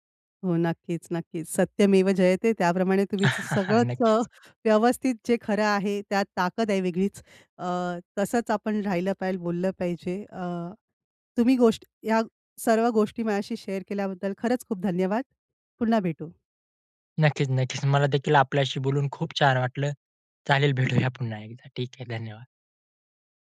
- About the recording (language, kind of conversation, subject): Marathi, podcast, कामाच्या ठिकाणी नेहमी खरं बोलावं का, की काही प्रसंगी टाळावं?
- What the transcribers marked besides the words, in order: tapping; chuckle; in English: "शेअर"